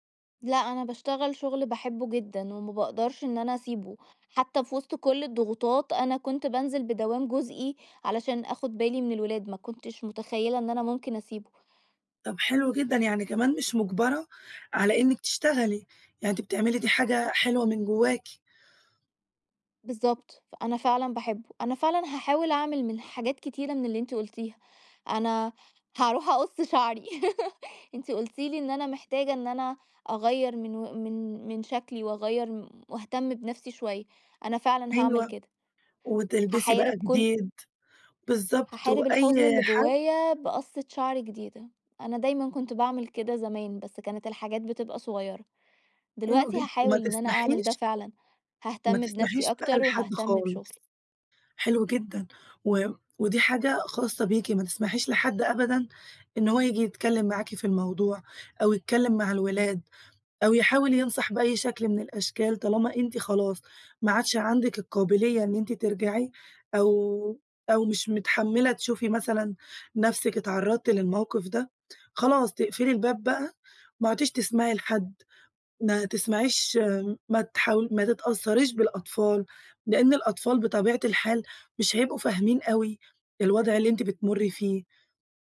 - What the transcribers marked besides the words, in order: laugh; other background noise
- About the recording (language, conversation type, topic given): Arabic, advice, إزاي الانفصال أثّر على أدائي في الشغل أو الدراسة؟